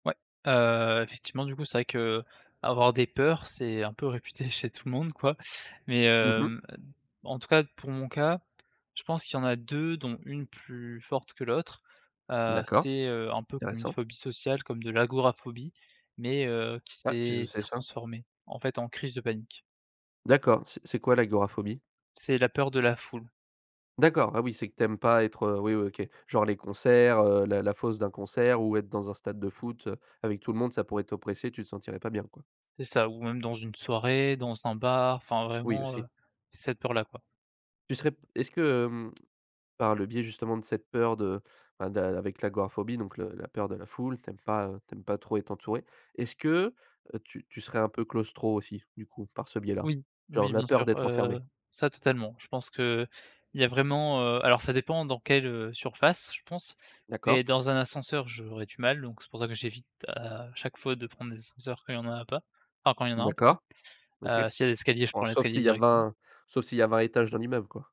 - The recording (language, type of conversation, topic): French, podcast, Quelle peur as-tu réussi à surmonter ?
- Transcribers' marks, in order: none